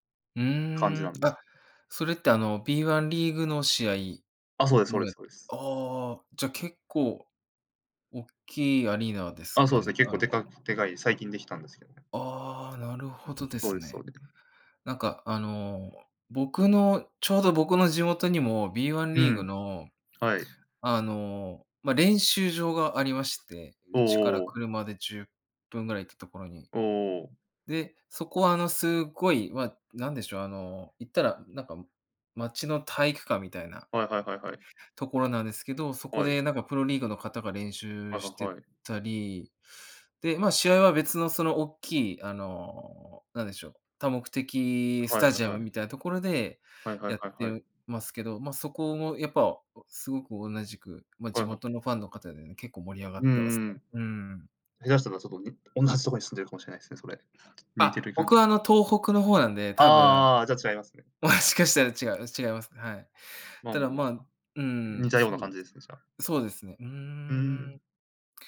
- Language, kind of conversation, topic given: Japanese, unstructured, 地域のおすすめスポットはどこですか？
- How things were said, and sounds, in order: other background noise; tapping; laughing while speaking: "同じとこに"; laughing while speaking: "もしかしたら"